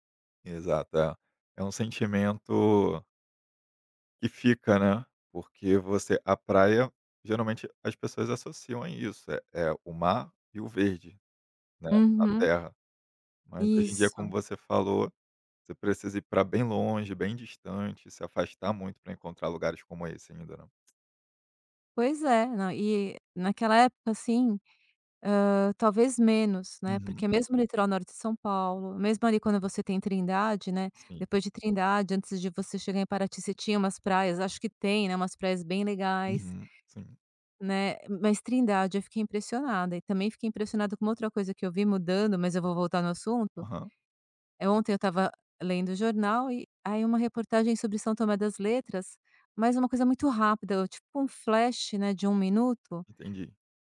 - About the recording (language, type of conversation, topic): Portuguese, podcast, Me conta uma experiência na natureza que mudou sua visão do mundo?
- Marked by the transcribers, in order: tapping; in English: "flash"